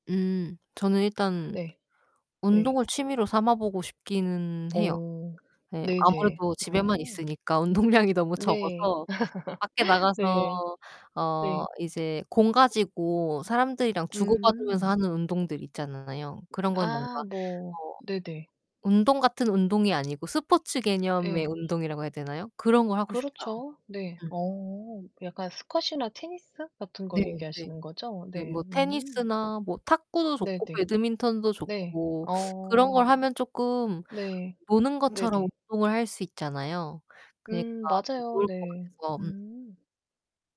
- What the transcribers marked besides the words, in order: distorted speech; other background noise; laughing while speaking: "운동량이"; laugh; tapping
- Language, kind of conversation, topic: Korean, unstructured, 어떤 취미가 스트레스를 가장 잘 풀어주나요?